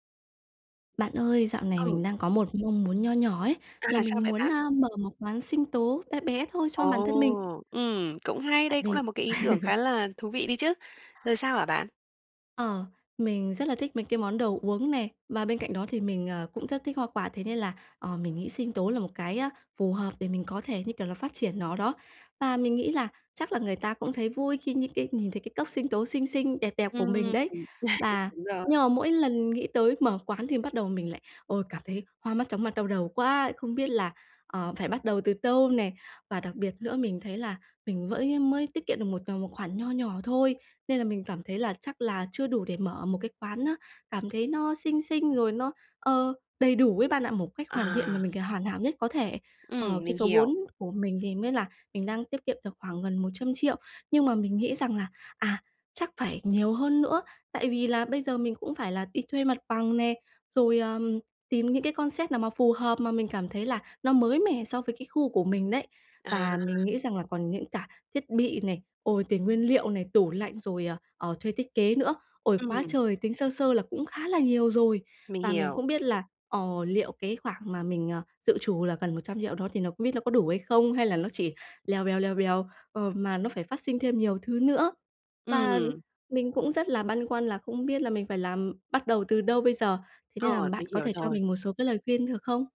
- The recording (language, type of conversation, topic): Vietnamese, advice, Làm sao bắt đầu khởi nghiệp khi không có nhiều vốn?
- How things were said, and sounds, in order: other background noise; laugh; tapping; laugh; in English: "concept"